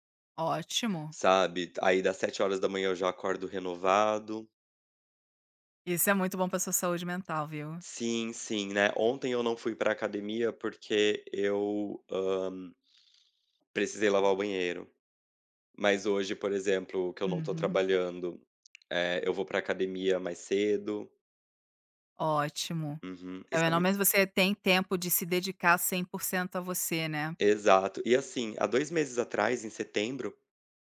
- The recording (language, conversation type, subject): Portuguese, advice, Como você descreveria sua crise de identidade na meia-idade?
- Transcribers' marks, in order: unintelligible speech